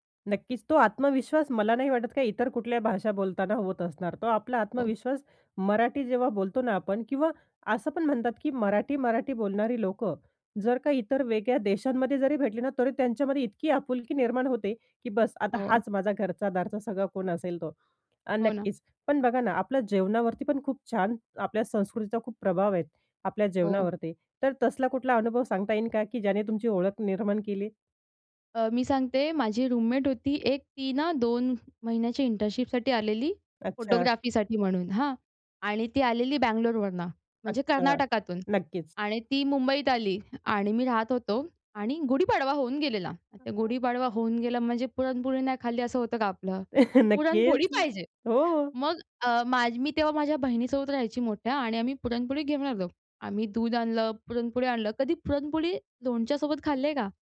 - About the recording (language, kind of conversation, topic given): Marathi, podcast, भाषा, अन्न आणि संगीत यांनी तुमची ओळख कशी घडवली?
- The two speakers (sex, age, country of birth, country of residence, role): female, 20-24, India, India, guest; female, 30-34, India, India, host
- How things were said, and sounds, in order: in English: "रूममेट"; unintelligible speech; chuckle